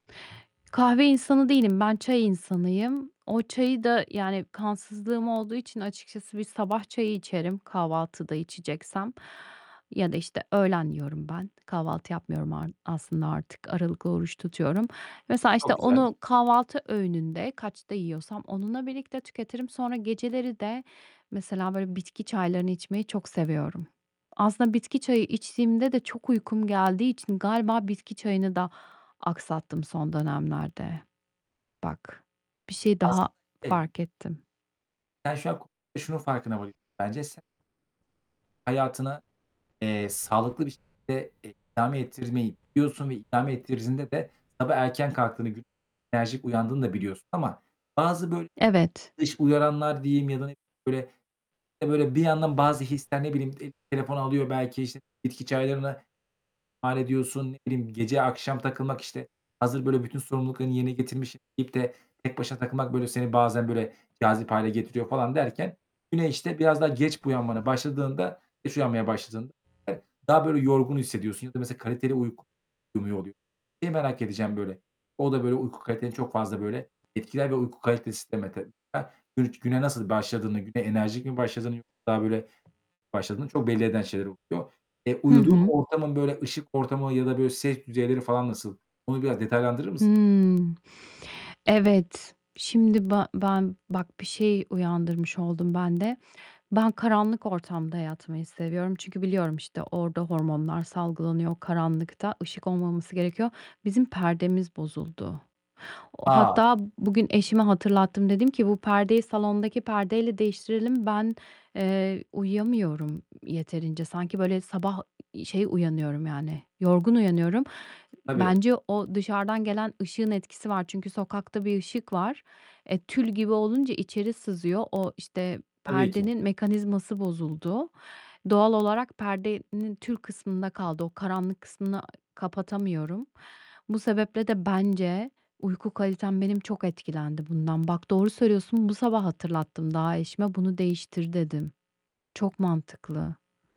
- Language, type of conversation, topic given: Turkish, advice, Güne nasıl daha enerjik başlayabilir ve günümü nasıl daha verimli kılabilirim?
- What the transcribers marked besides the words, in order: other background noise; distorted speech; tapping; unintelligible speech